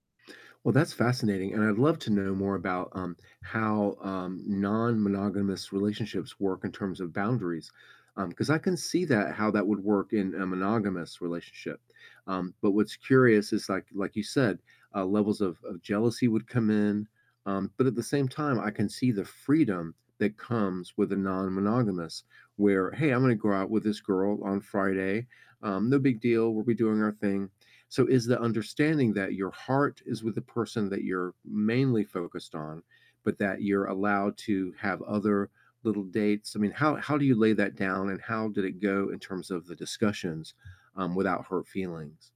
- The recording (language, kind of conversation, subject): English, unstructured, What boundaries help you thrive in close relationships?
- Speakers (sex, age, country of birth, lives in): male, 35-39, United States, United States; male, 60-64, United States, United States
- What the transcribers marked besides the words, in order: other background noise